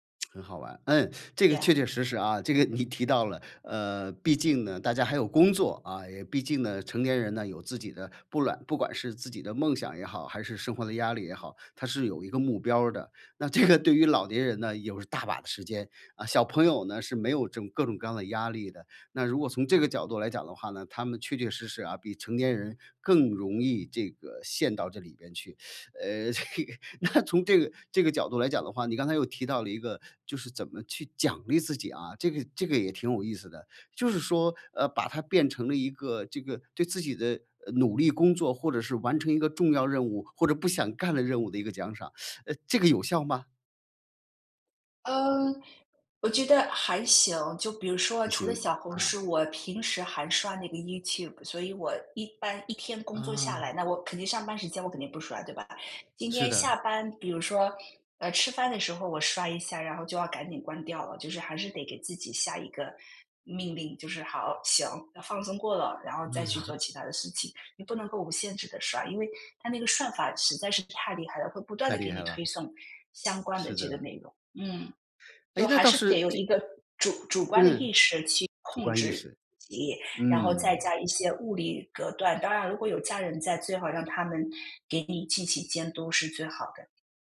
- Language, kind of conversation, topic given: Chinese, podcast, 你会如何控制刷短视频的时间？
- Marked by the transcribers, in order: lip smack; laughing while speaking: "你提到了"; laughing while speaking: "这个"; teeth sucking; laughing while speaking: "那"; teeth sucking; chuckle